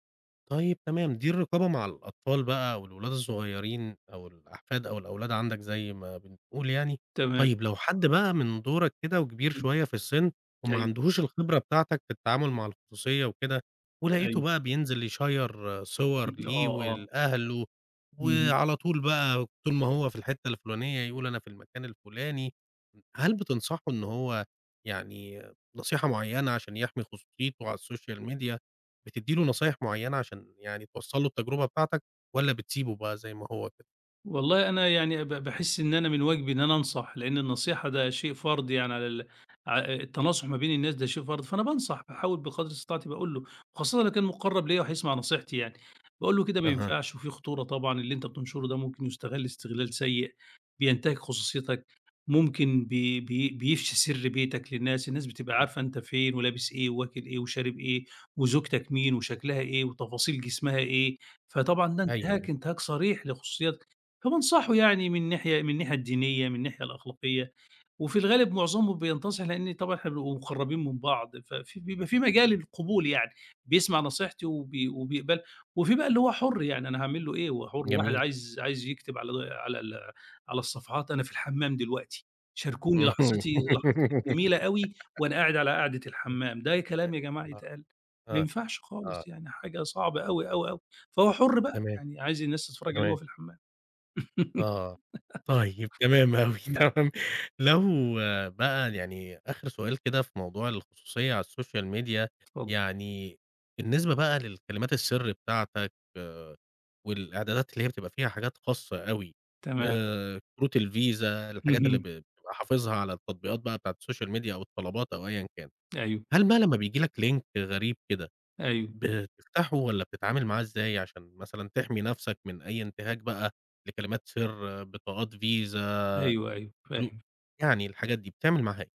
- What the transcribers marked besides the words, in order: other background noise; in English: "الSocial Media"; giggle; laughing while speaking: "تمام أوي، تمام"; giggle; in English: "الSocial Media"; in English: "الفيزا"; in English: "الSocial Media"; in English: "Link"
- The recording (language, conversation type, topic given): Arabic, podcast, إيه نصايحك عشان أحمي خصوصيتي على السوشال ميديا؟